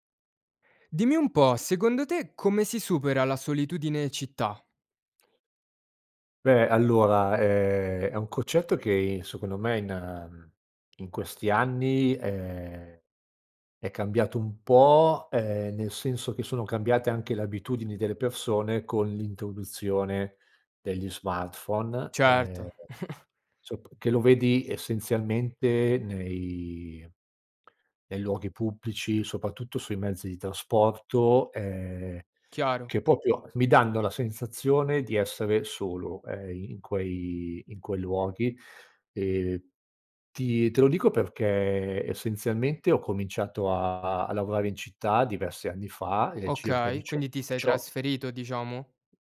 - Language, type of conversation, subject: Italian, podcast, Come si supera la solitudine in città, secondo te?
- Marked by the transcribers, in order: other background noise; "concetto" said as "cocetto"; chuckle; "proprio" said as "popio"